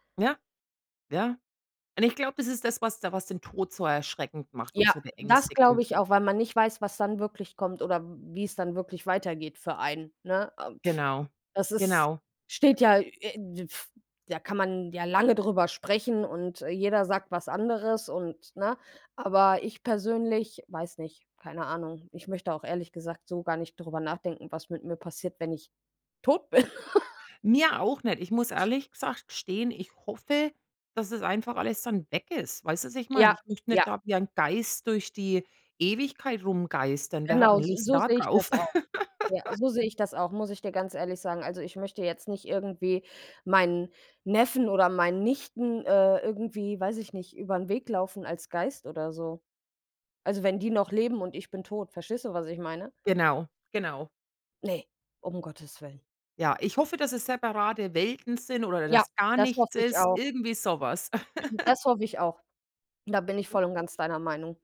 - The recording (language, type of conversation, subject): German, unstructured, Wie kann man mit Schuldgefühlen nach einem Todesfall umgehen?
- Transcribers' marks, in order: lip trill; laugh; laugh; laugh